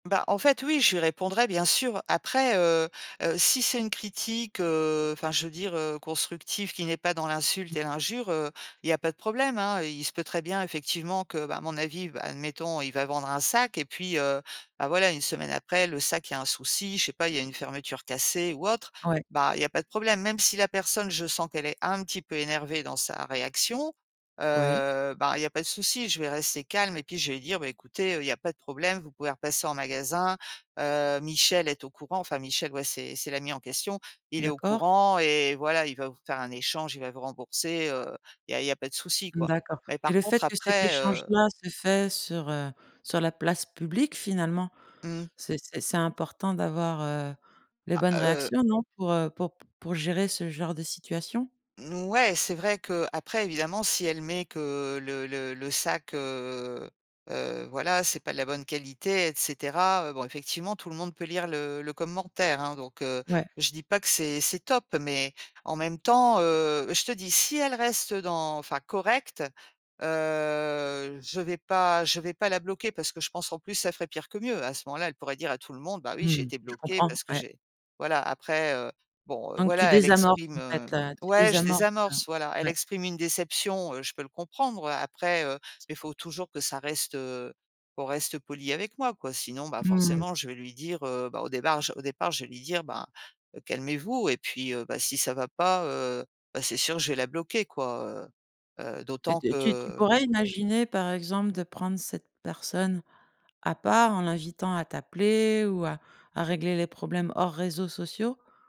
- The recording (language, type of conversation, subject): French, podcast, Comment gères-tu les débats sur les réseaux sociaux ?
- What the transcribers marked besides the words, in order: other background noise; tapping; drawn out: "heu"; "départ" said as "débart"